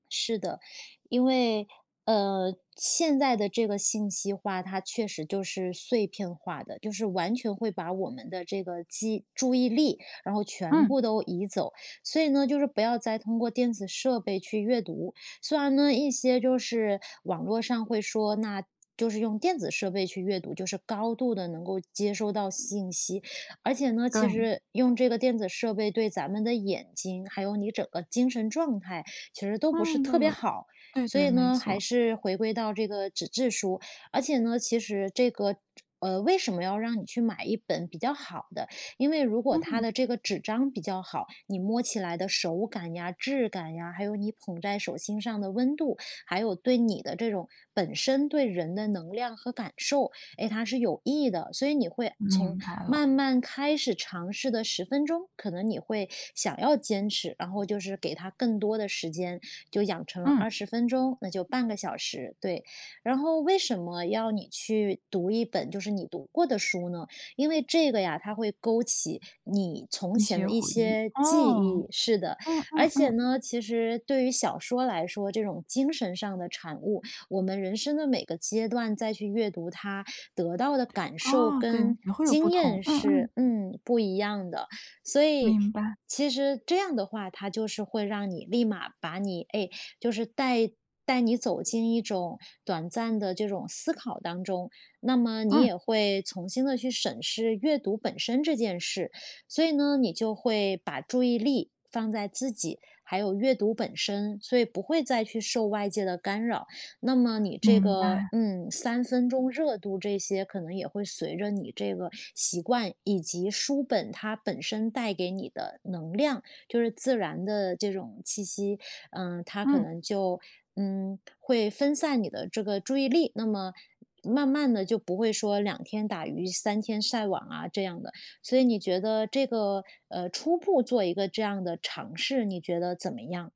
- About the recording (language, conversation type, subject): Chinese, advice, 我想养成阅读习惯但总是三分钟热度，该怎么办？
- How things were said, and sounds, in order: "重新" said as "从新"; wind; other background noise